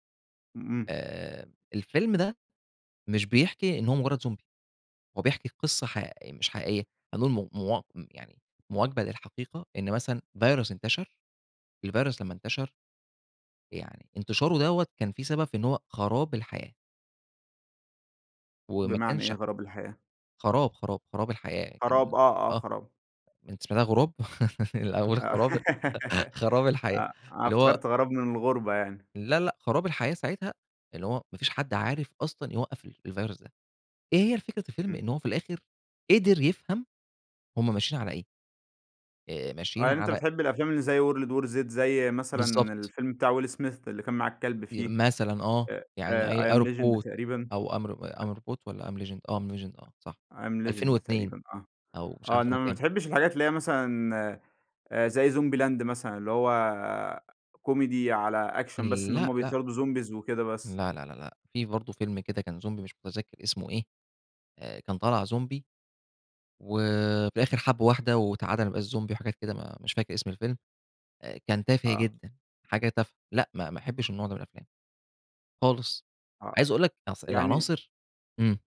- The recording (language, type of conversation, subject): Arabic, podcast, إيه العناصر اللي بتخلي الفيلم مشوّق ويشدّك؟
- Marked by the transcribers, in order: in English: "zombie"; tapping; laugh; chuckle; in English: "I I robot"; in English: "am ro am robot"; in English: "أكشن"; in English: "zombies"; in English: "zombie"; in English: "zombie"; in English: "zombie"